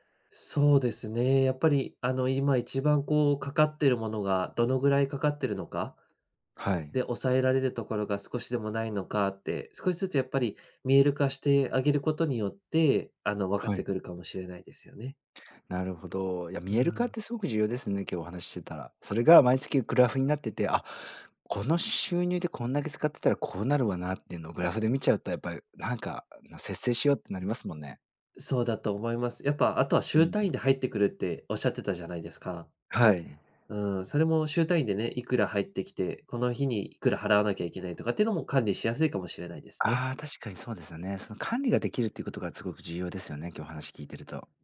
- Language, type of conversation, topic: Japanese, advice, 貯金する習慣や予算を立てる習慣が身につかないのですが、どうすれば続けられますか？
- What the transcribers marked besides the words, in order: none